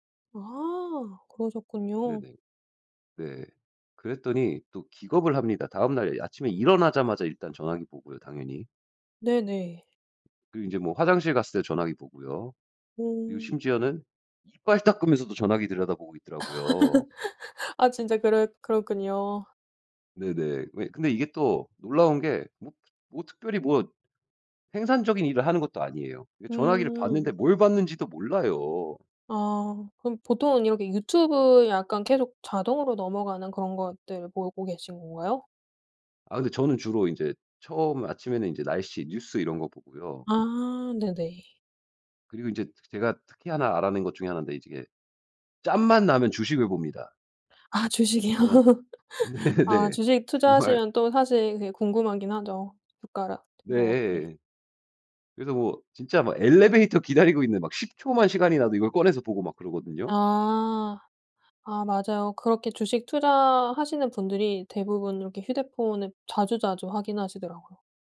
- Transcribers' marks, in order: tapping; other background noise; laugh; laughing while speaking: "아 주식이요?"; laughing while speaking: "네네. 정말"
- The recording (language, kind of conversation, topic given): Korean, podcast, 화면 시간을 줄이려면 어떤 방법을 추천하시나요?